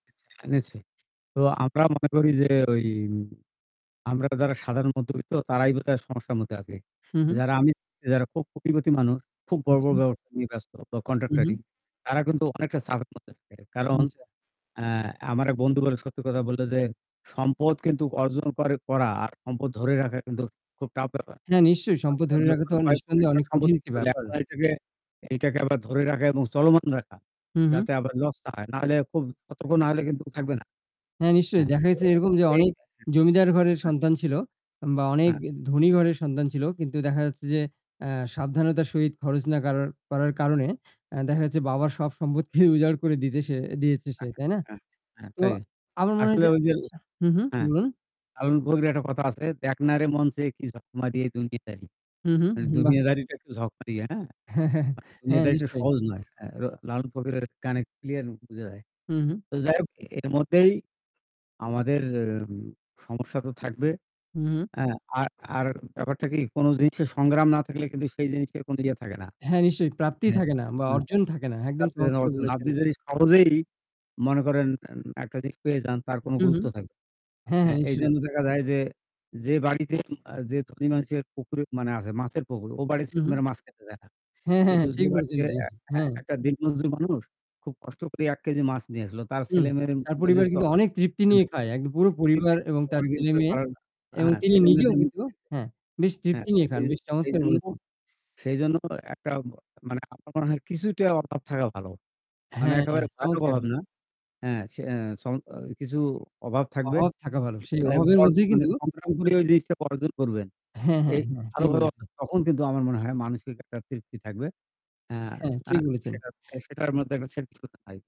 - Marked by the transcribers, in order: distorted speech; static; "কোটিপতি" said as "কপিবতী"; unintelligible speech; unintelligible speech; unintelligible speech; laughing while speaking: "উজাড় করে দিতে"; chuckle; unintelligible speech; unintelligible speech; unintelligible speech; unintelligible speech; unintelligible speech
- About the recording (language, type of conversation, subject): Bengali, unstructured, কঠিন সময়ে তুমি কীভাবে নিজেকে সামলাও?